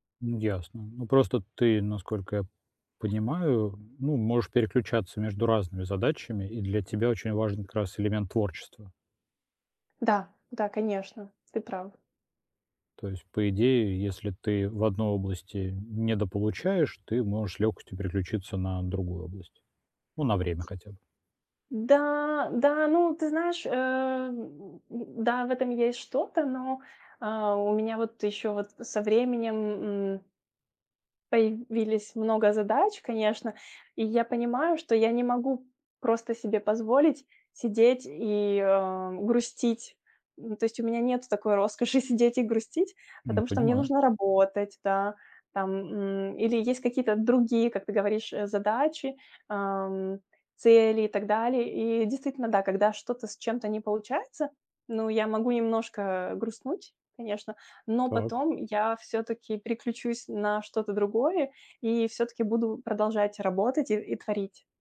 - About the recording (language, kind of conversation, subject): Russian, advice, Как мне управлять стрессом, не борясь с эмоциями?
- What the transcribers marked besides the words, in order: tapping; chuckle